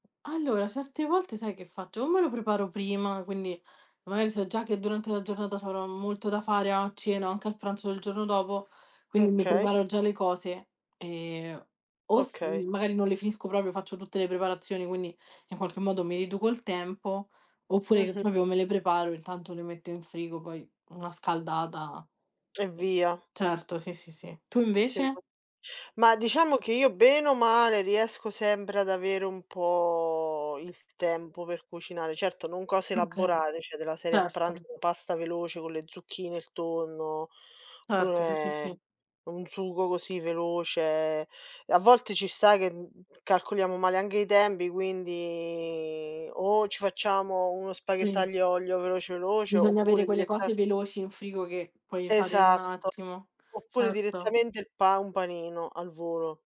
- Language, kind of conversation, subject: Italian, unstructured, Come scegli cosa mangiare durante la settimana?
- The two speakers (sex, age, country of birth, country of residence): female, 20-24, Italy, Italy; female, 30-34, Italy, Italy
- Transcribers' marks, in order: "proprio" said as "propio"; "quindi" said as "quinni"; "proprio" said as "propio"; other background noise; "sempre" said as "sembre"; "cioè" said as "ceh"; drawn out: "quindi"; tapping